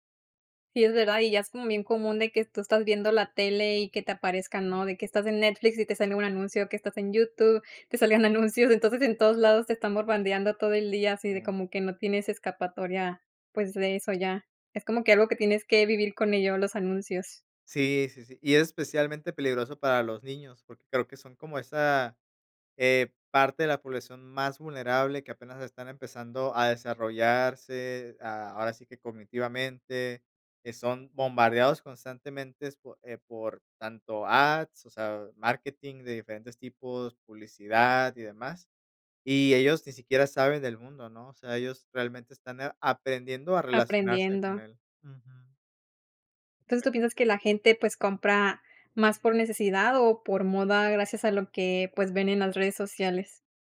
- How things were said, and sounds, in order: "constantemente" said as "constantementes"; in English: "ads"
- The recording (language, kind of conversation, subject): Spanish, podcast, ¿Cómo influyen las redes sociales en lo que consumimos?